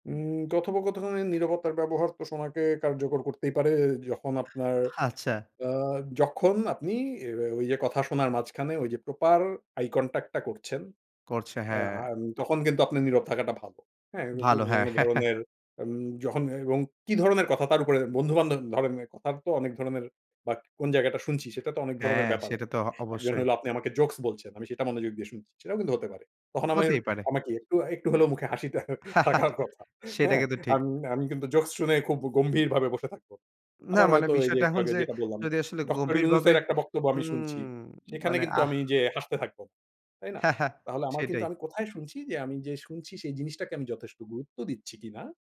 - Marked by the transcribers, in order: laughing while speaking: "হ্যাঁ, হ্যাঁ, হ্যাঁ"; other noise; "আমাদের" said as "আমাহের"; laughing while speaking: "হাসিটা থাকার কথা"; chuckle; other background noise; laughing while speaking: "হ্যাঁ, হ্যাঁ"
- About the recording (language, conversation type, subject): Bengali, podcast, শোনার মাধ্যমে কীভাবে দ্রুত বিশ্বাস গড়ে তোলা যায়?